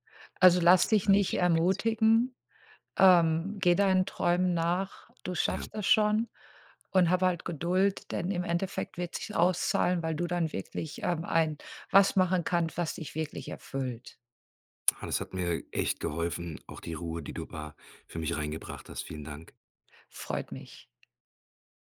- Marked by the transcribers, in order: none
- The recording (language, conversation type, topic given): German, advice, Wie geht ihr mit Zukunftsängsten und ständigem Grübeln um?